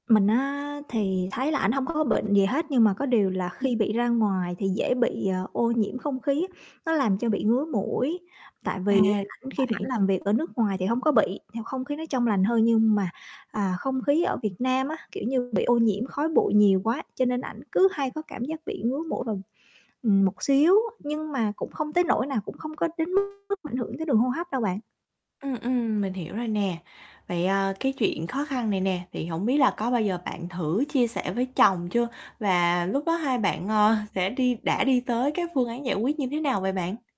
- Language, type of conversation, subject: Vietnamese, advice, Bạn bị gián đoạn giấc ngủ vì bạn đời ngáy hoặc trở mình nhiều, đúng không?
- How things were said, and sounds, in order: static; distorted speech; other background noise; tapping